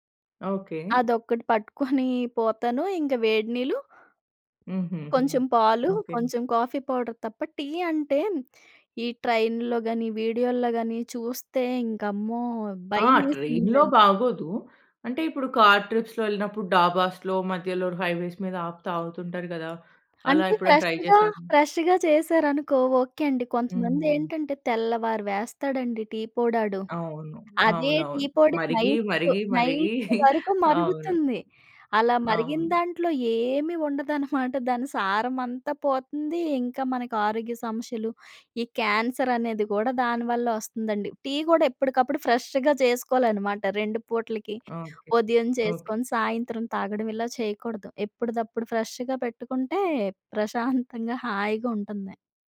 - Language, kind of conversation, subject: Telugu, podcast, ప్రతిరోజు కాఫీ లేదా చాయ్ మీ దినచర్యను ఎలా మార్చేస్తుంది?
- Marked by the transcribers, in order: in English: "కాఫీ పౌడర్"; in English: "ట్రైన్‌లో"; in English: "ట్రైన్‌లో"; in English: "ట్రిప్స్‌లో"; in English: "డాబాస్‌లో"; in English: "హైవేస్"; tapping; in English: "ఫ్రెష్‌గా ఫ్రెష్‌గా"; in English: "ట్రై"; in English: "నైట్"; chuckle; in English: "క్యాన్సర్"; in English: "ఫ్రెష్‌గా"; other background noise; in English: "ఫ్రెష్‌గా"